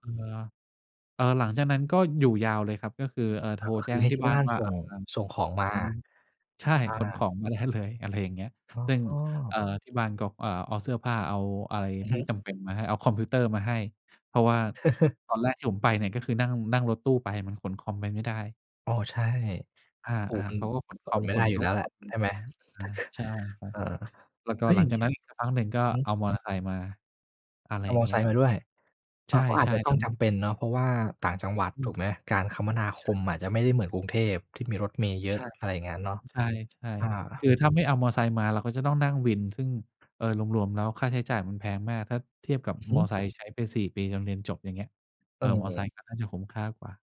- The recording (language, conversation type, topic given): Thai, podcast, ตอนที่เริ่มอยู่คนเดียวครั้งแรกเป็นยังไงบ้าง
- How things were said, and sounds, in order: unintelligible speech; laugh; chuckle